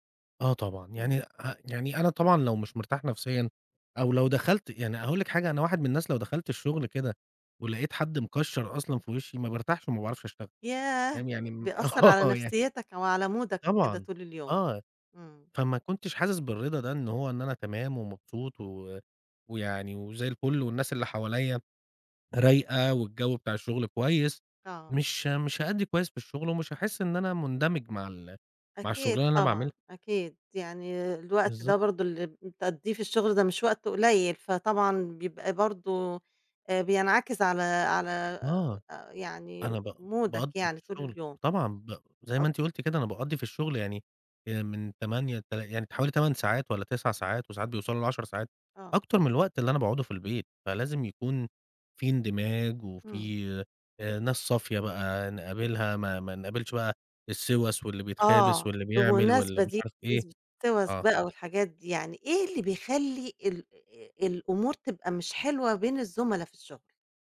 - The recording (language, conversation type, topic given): Arabic, podcast, إيه اللي بيخليك تحس بالرضا في شغلك؟
- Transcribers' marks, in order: laughing while speaking: "آه، ي"; in English: "مودك"; tapping; in English: "مودك"; unintelligible speech